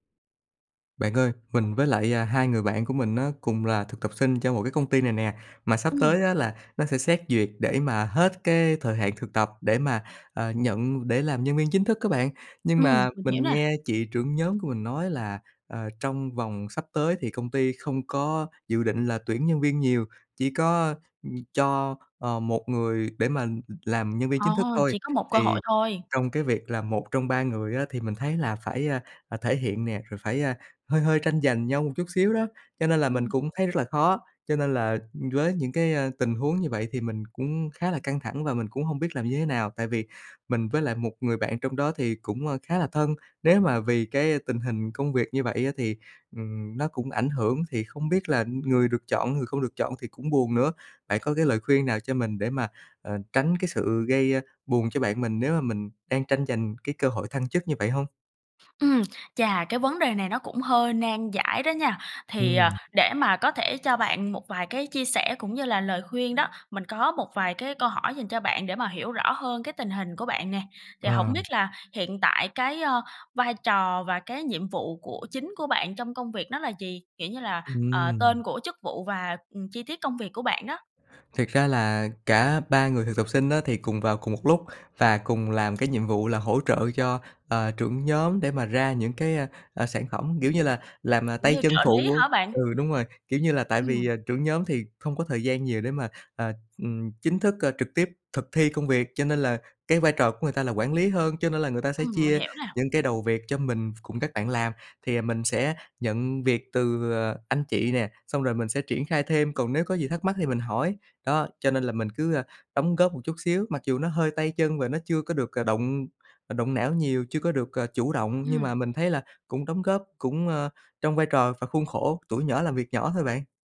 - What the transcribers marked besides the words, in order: tapping; other background noise
- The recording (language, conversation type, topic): Vietnamese, advice, Bạn nên làm gì để cạnh tranh giành cơ hội thăng chức với đồng nghiệp một cách chuyên nghiệp?